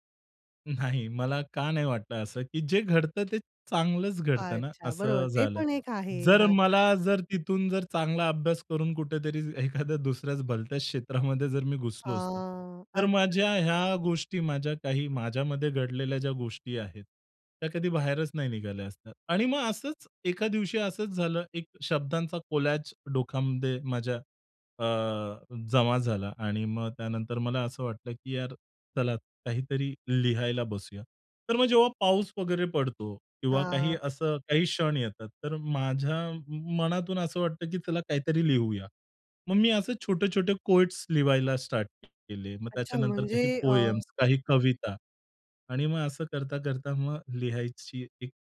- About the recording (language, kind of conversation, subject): Marathi, podcast, तुझा आवडता छंद कसा सुरू झाला, सांगशील का?
- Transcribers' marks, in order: laughing while speaking: "नाही"; tapping; laughing while speaking: "एखाद्या दुसऱ्याच भलत्या क्षेत्रामध्ये जर मी घुसलो असतो"; in English: "कोलाज"; in English: "कोएट्स"; "लिहायला" said as "लिवायला"; in English: "पोएम्स"